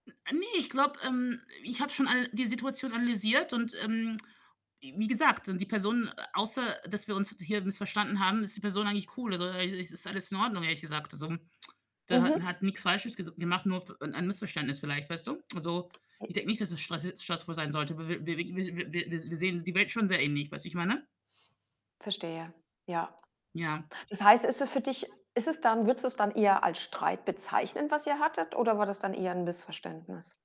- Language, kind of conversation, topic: German, podcast, Was hilft dabei, nach einem Streit wieder Vertrauen aufzubauen?
- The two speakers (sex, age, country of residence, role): female, 40-44, Germany, guest; female, 55-59, Germany, host
- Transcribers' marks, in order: tsk; tsk; tapping; other background noise; background speech